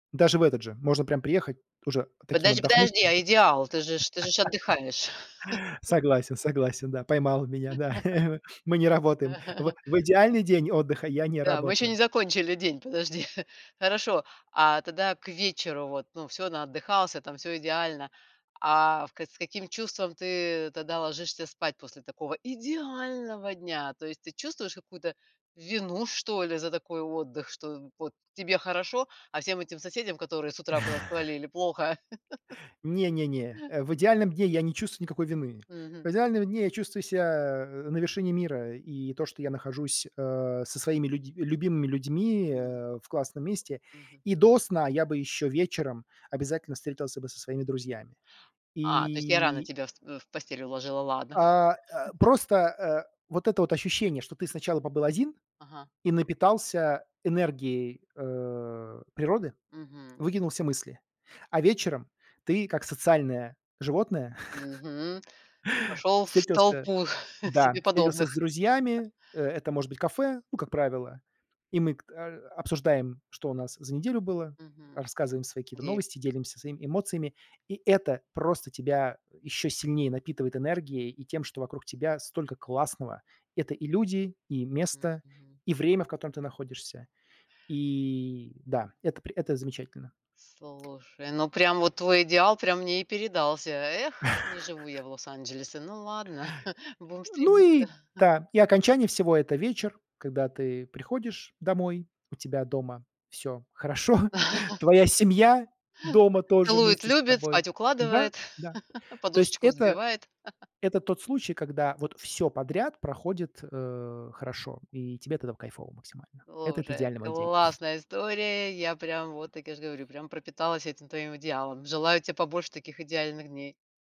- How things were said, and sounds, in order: laugh; laughing while speaking: "да"; laugh; chuckle; chuckle; laugh; laugh; laugh; chuckle; tapping; laugh; chuckle; laughing while speaking: "хорошо"; laugh; laugh; chuckle; other background noise
- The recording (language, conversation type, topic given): Russian, podcast, Что для тебя значит идеальный день отдыха?